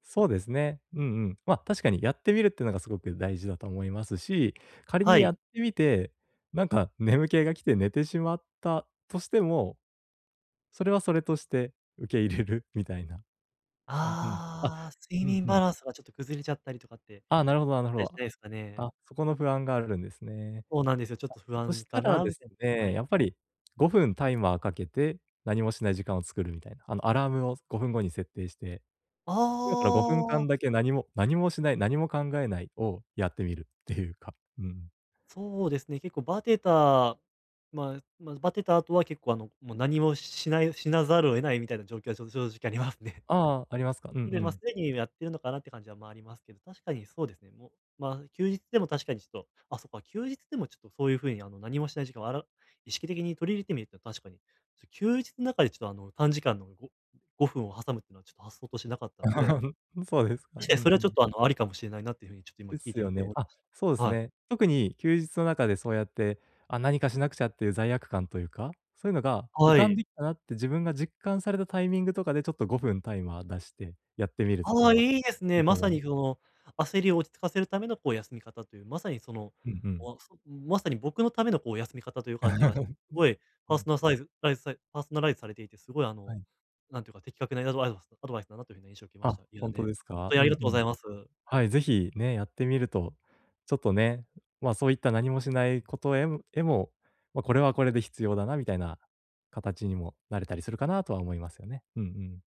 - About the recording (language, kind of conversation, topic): Japanese, advice, 休むことを優先したいのに罪悪感が出てしまうとき、どうすれば罪悪感を減らせますか？
- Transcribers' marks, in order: unintelligible speech; surprised: "ああ"; laughing while speaking: "ありますね"; chuckle; unintelligible speech; laugh; unintelligible speech